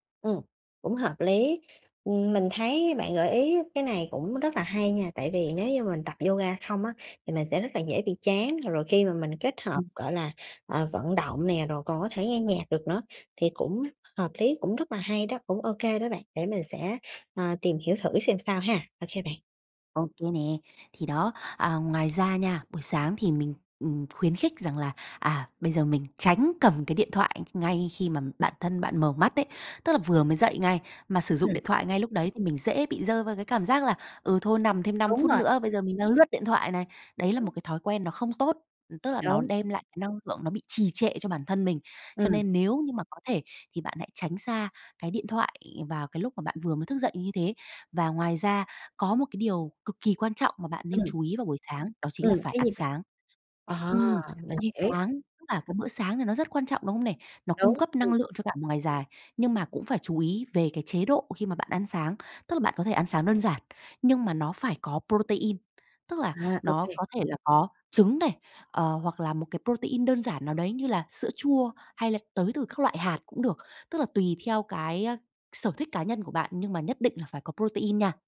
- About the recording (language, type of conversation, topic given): Vietnamese, advice, Làm sao để có buổi sáng tràn đầy năng lượng và bắt đầu ngày mới tốt hơn?
- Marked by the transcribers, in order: other background noise; tapping; in English: "protein"; in English: "protein"; in English: "protein"